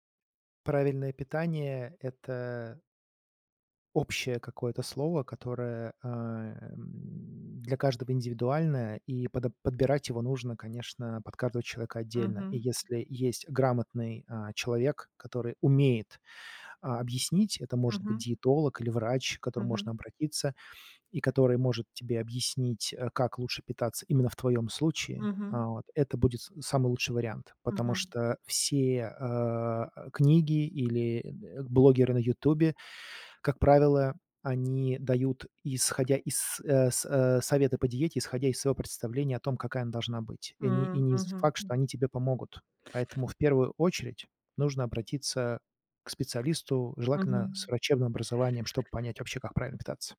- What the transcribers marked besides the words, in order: none
- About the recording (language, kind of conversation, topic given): Russian, advice, Почему меня тревожит путаница из-за противоречивых советов по питанию?